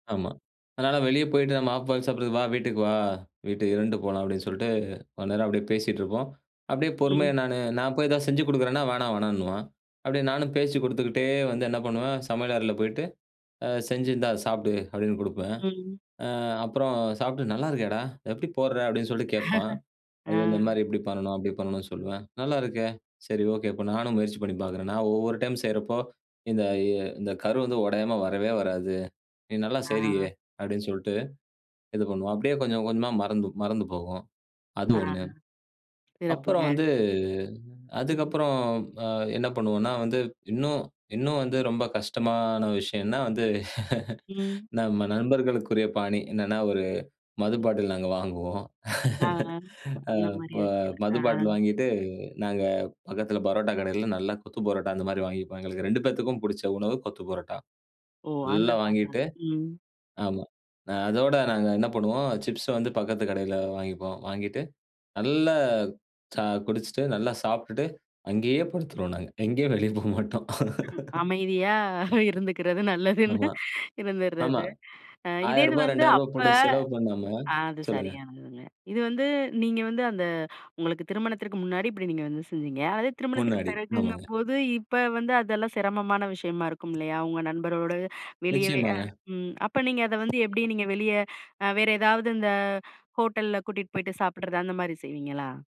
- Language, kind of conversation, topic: Tamil, podcast, நண்பருக்கு மனச்சோர்வு ஏற்பட்டால் நீங்கள் எந்த உணவைச் சமைத்து கொடுப்பீர்கள்?
- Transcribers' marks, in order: "இருந்துட்டு" said as "இரண்டு"; chuckle; other background noise; laugh; laugh; unintelligible speech; laughing while speaking: "எங்கேயும் வெளிய போ மாட்டோம்"; unintelligible speech; laughing while speaking: "அமைதியா இருந்துக்கிறது நல்லதுன்னு இருந்துர்றது"